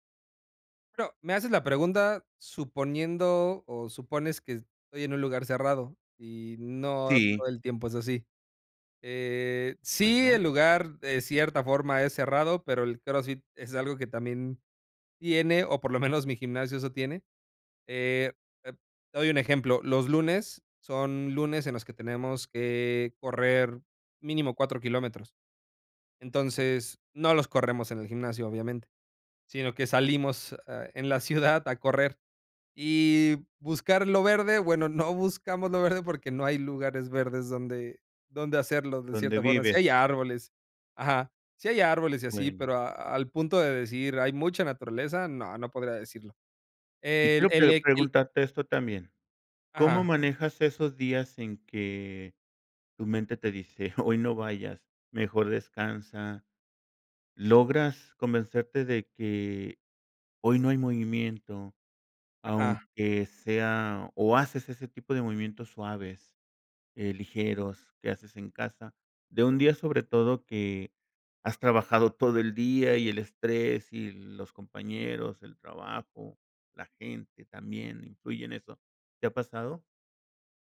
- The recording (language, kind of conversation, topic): Spanish, podcast, ¿Qué actividad física te hace sentir mejor mentalmente?
- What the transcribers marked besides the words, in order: laughing while speaking: "hoy"